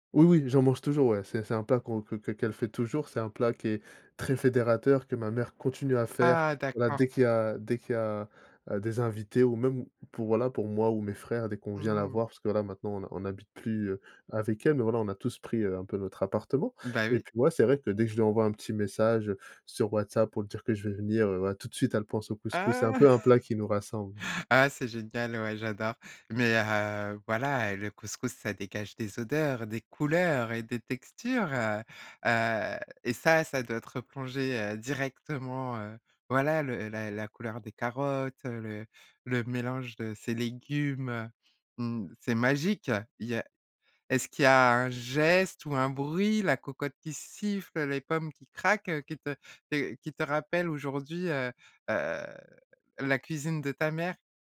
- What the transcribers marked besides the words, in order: tapping; chuckle; stressed: "couleurs"; stressed: "textures"
- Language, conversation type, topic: French, podcast, Quel plat de famille te ramène directement en enfance ?